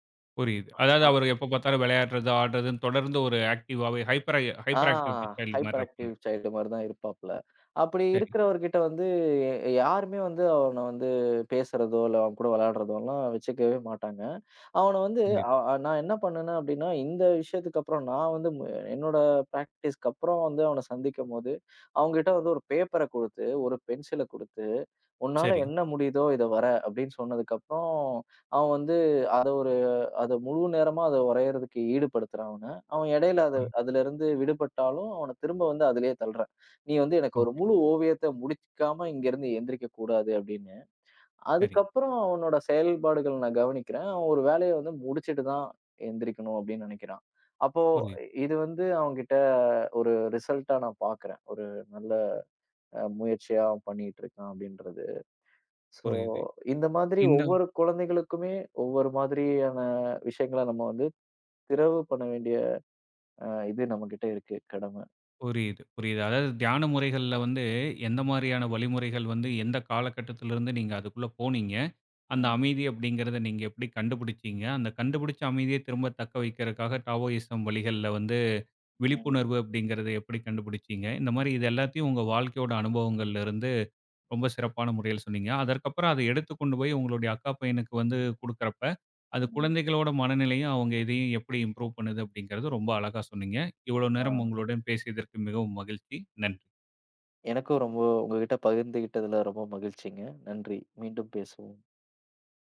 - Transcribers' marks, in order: other noise; in English: "ஆக்ட்டிவாவே ஹைப்பரை ஹைப்பர் ஆக்ட்டிவ் சைல்டு"; in English: "ஹைப்பர் ஆக்டிவ் சைல்டு"; unintelligible speech; in English: "பிராக்டிஸ்க்கு"; tapping; in English: "ரிசல்டா"; in English: "சோ"; in English: "டாவோயிசம்"; in English: "இம்ப்ரூவ்"
- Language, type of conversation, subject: Tamil, podcast, சிறு குழந்தைகளுடன் தியானத்தை எப்படி பயிற்சி செய்யலாம்?